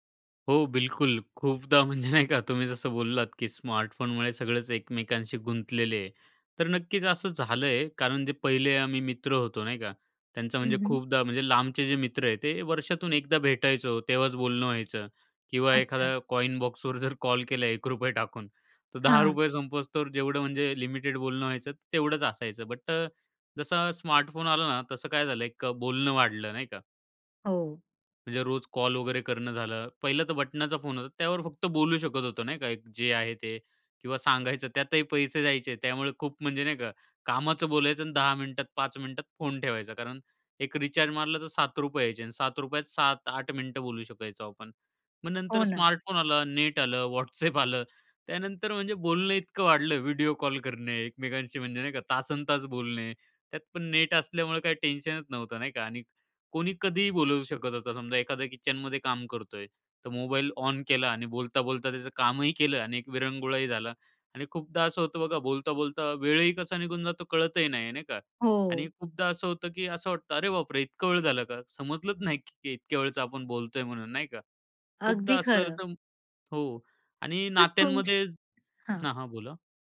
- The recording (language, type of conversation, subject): Marathi, podcast, स्मार्टफोनमुळे तुमची लोकांशी असलेली नाती कशी बदलली आहेत?
- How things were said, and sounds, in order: laughing while speaking: "म्हणजे नाही का"; laughing while speaking: "WhatsApp"; tapping; other background noise